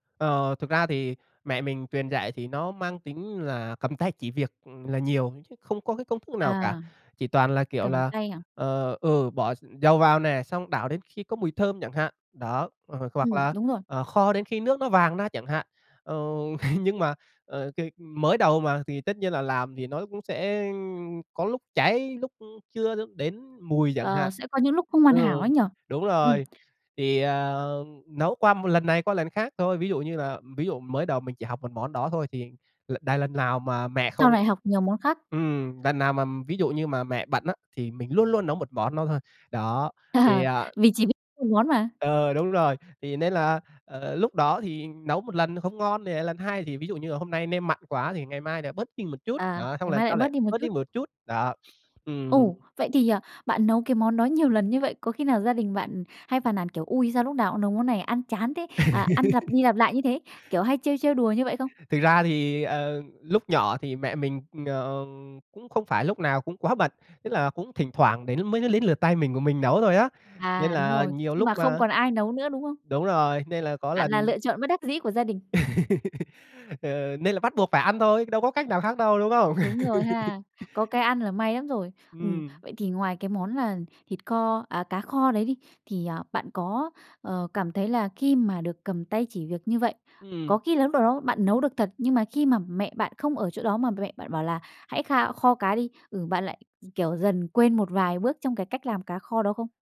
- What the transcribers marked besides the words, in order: laugh; tapping; laugh; other background noise; laugh; laugh; laugh
- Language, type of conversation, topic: Vietnamese, podcast, Gia đình bạn truyền bí quyết nấu ăn cho con cháu như thế nào?